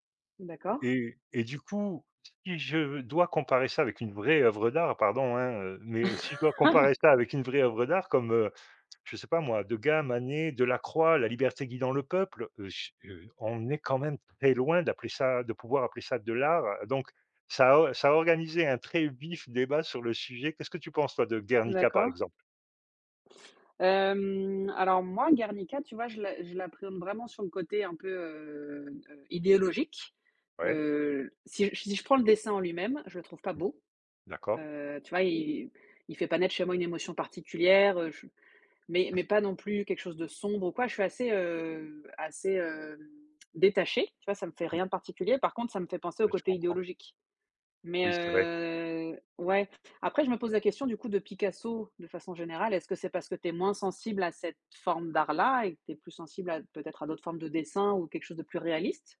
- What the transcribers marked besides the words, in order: stressed: "vraie"; laugh; drawn out: "Hem"; tapping; drawn out: "heu"; tongue click; drawn out: "heu"
- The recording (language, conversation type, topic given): French, unstructured, Pourquoi la critique d’une œuvre peut-elle susciter des réactions aussi vives ?
- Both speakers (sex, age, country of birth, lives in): female, 35-39, France, France; male, 50-54, France, Portugal